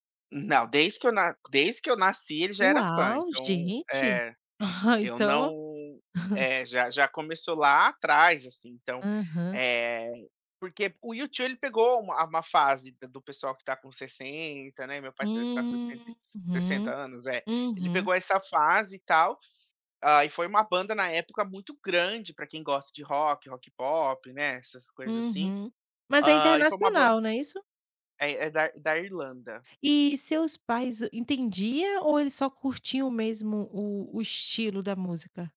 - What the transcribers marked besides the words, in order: chuckle
- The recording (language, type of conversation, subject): Portuguese, podcast, Que música traz lembranças da sua família?